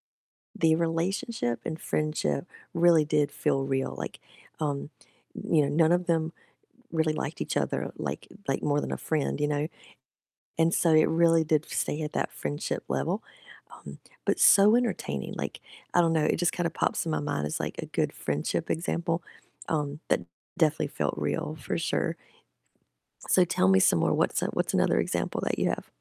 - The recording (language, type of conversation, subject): English, unstructured, Which on-screen friendships have felt most real to you, and what made them work or fall short?
- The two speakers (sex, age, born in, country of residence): female, 50-54, United States, United States; male, 30-34, United States, United States
- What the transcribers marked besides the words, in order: none